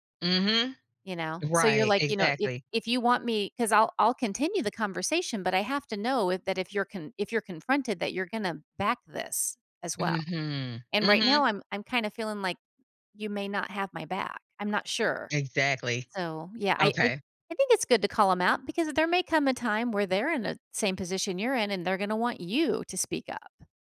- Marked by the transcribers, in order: stressed: "you"
- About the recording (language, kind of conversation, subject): English, advice, How can I recover professionally after an embarrassing moment at work?